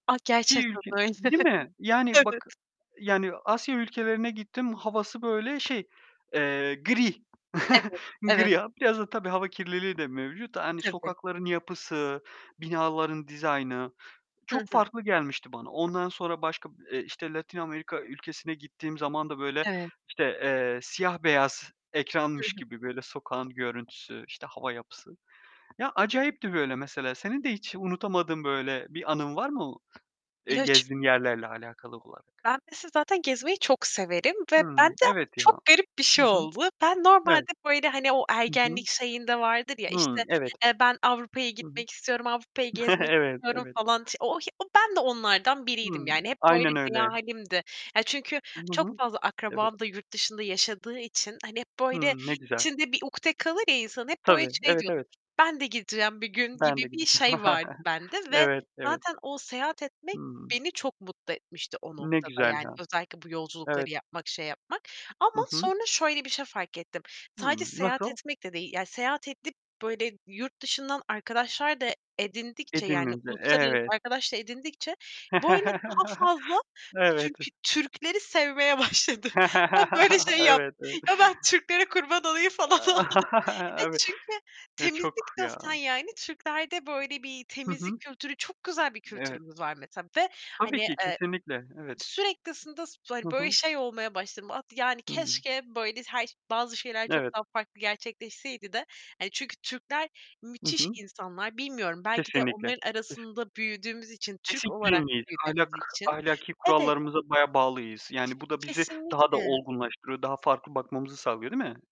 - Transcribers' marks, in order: distorted speech; laughing while speaking: "öyle. Evet"; other background noise; tapping; chuckle; unintelligible speech; static; giggle; chuckle; chuckle; chuckle; laughing while speaking: "sevmeye başladım"; chuckle; laughing while speaking: "evet"; laughing while speaking: "falan oldum"; unintelligible speech; unintelligible speech
- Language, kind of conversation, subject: Turkish, unstructured, Seyahat etmek hayatınızı nasıl değiştirdi?